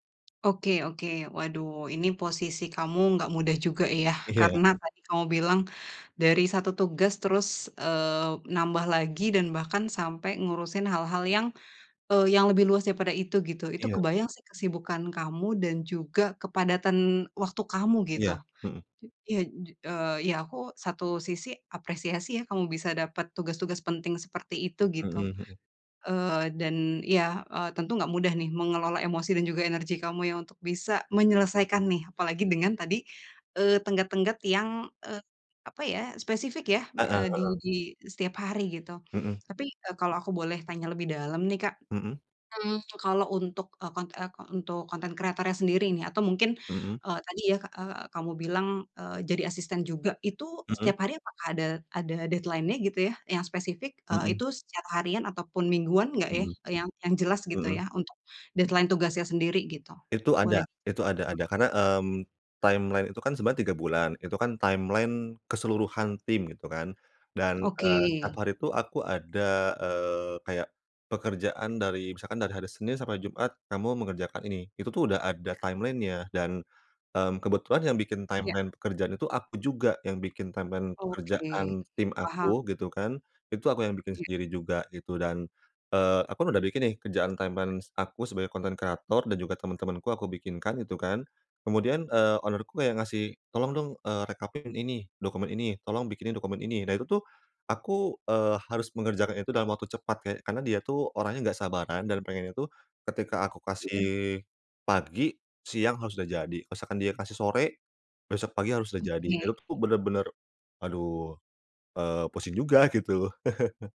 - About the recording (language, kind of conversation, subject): Indonesian, advice, Bagaimana cara memulai tugas besar yang membuat saya kewalahan?
- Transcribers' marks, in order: in English: "deadline-nya"; in English: "deadline-nya"; tapping; in English: "timeline"; in English: "timeline"; in English: "timeline-nya"; in English: "timeline"; in English: "timeline"; in English: "timeline"; in English: "owner-ku"; chuckle